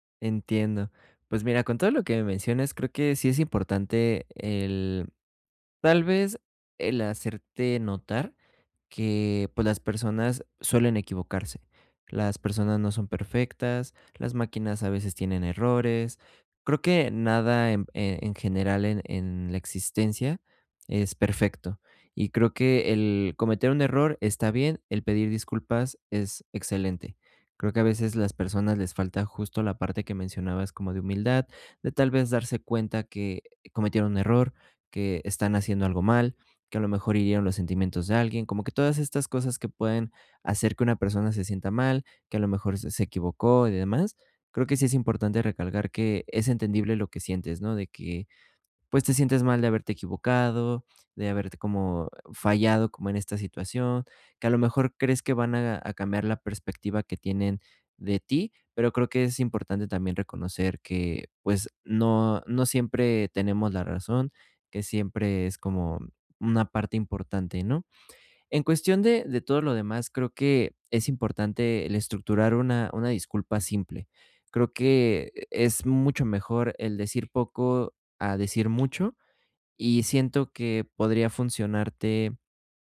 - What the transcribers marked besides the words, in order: tapping
- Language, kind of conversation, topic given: Spanish, advice, ¿Cómo puedo pedir disculpas con autenticidad sin sonar falso ni defensivo?